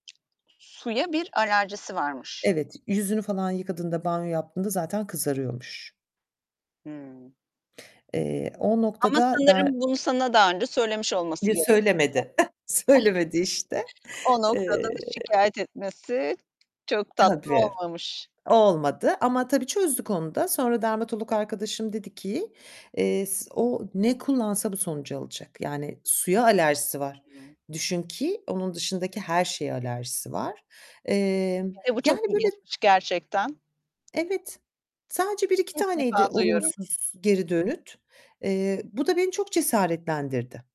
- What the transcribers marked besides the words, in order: tapping; distorted speech; other background noise; chuckle; laughing while speaking: "Söylemedi işte"; chuckle; unintelligible speech
- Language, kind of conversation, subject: Turkish, podcast, İşinle gurur duyduğun anlar hangileri?